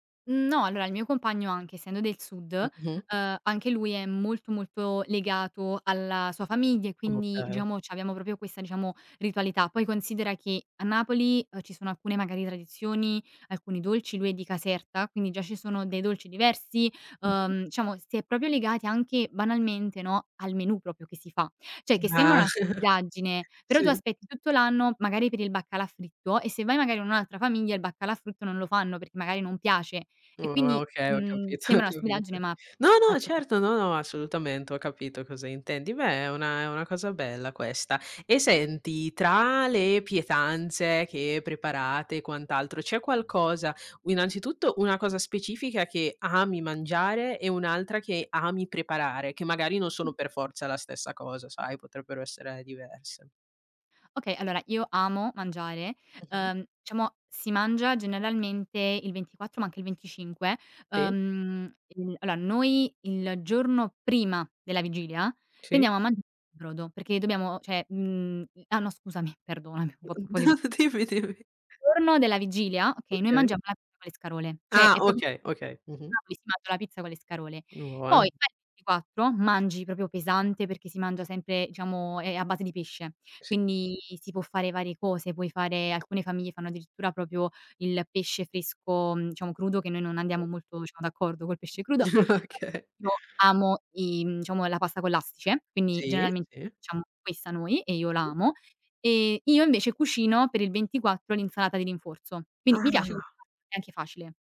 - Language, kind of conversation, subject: Italian, podcast, Qual è una tradizione di famiglia a cui sei particolarmente affezionato?
- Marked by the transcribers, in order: "famiglia" said as "famiia"; "diciamo" said as "ciamo"; "proprio" said as "propio"; "diciamo" said as "ciamo"; "diciamo" said as "ciamo"; "proprio" said as "propio"; "proprio" said as "propio"; "Cioè" said as "ceh"; "famiglia" said as "famiia"; tapping; "diciamo" said as "ciamo"; "allora" said as "aloa"; "cioè" said as "ceh"; laughing while speaking: "perdonami"; laughing while speaking: "Mh, dimmi, dimmi"; unintelligible speech; unintelligible speech; "proprio" said as "propio"; "proprio" said as "propio"; chuckle; laughing while speaking: "Okay"; other background noise